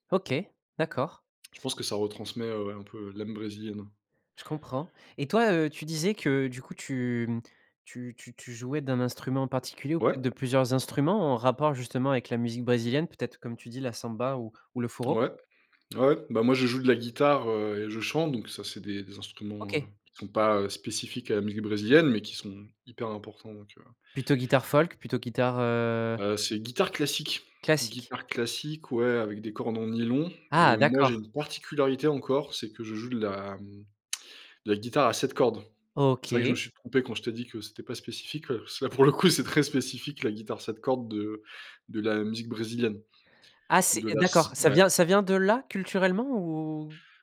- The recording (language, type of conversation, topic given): French, podcast, En quoi voyager a-t-il élargi ton horizon musical ?
- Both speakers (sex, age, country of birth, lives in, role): male, 30-34, France, France, guest; male, 30-34, France, France, host
- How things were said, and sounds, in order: drawn out: "tu"; laughing while speaking: "pour le coup"; drawn out: "ou ?"